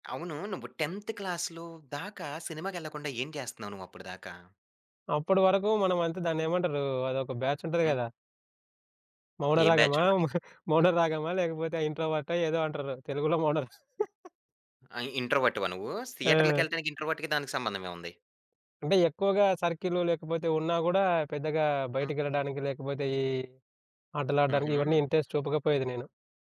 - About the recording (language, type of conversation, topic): Telugu, podcast, పాత రోజుల సినిమా హాల్‌లో మీ అనుభవం గురించి చెప్పగలరా?
- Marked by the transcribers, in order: in English: "టెన్త్ క్లాస్‌లో"; in English: "బ్యాచ్"; in English: "బ్యాచ్"; giggle; other background noise; chuckle; in English: "ఇంట్రోవర్ట్‌కి"; in English: "ఇంట్రెస్ట్"